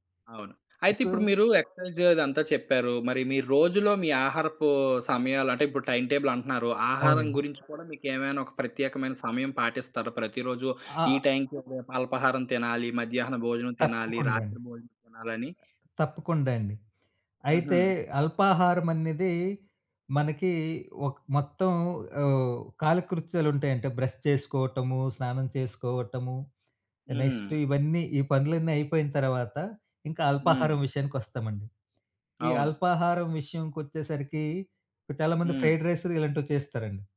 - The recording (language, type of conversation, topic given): Telugu, podcast, ఉత్పాదకంగా ఉండడానికి మీరు పాటించే రోజువారీ దినచర్య ఏమిటి?
- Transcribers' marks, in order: in English: "సో"; in English: "ఎక్సర్సైజ్"; in English: "టైం టేబుల్"; tapping; other background noise; in English: "బ్రష్"; in English: "నెక్స్ట్"; in English: "ఫ్రైడ్"